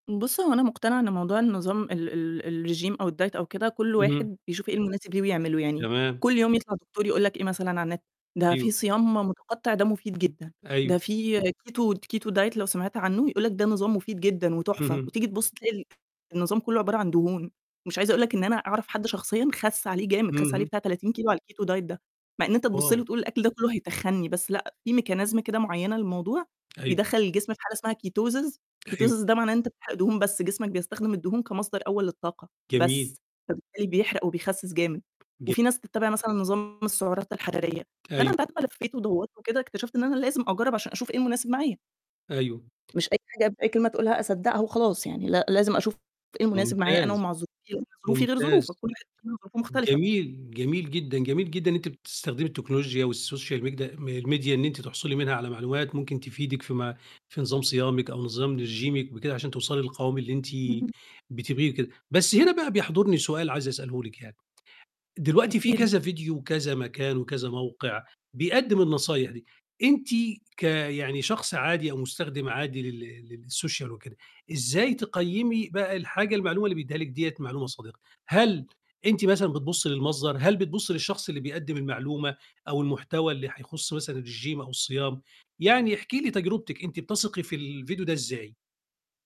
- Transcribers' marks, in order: in French: "الرجيم"; in English: "الdiet"; other background noise; tapping; in English: "Keto Keto diet"; in English: "الKeto diet"; in English: "Mechanism"; in English: "Ketosis، Ketosis"; distorted speech; static; in English: "والSocial Megda"; "Media" said as "Megda"; in English: "الMedia"; in French: "رجيمِك"; in English: "للSocial"; in French: "الرجيم"
- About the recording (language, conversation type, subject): Arabic, podcast, إيه تجربتك مع الصيام أو الرجيم؟